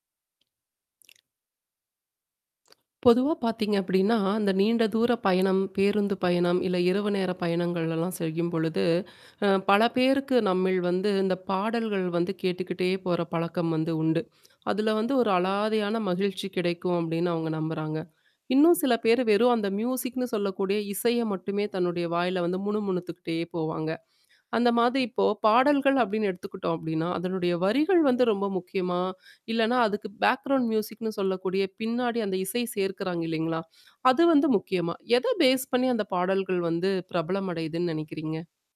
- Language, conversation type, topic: Tamil, podcast, உங்களுக்கு பாடலின் வரிகள்தான் முக்கியமா, அல்லது மெட்டுதான் முக்கியமா?
- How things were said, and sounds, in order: other noise; tapping; "நம்மில்" said as "நம்மிழ்"; tongue click; in English: "மியூசிக்னு"; in English: "பேக்ரவுண்ட் மியூசிக்னு"; other background noise; in English: "பேஸ்"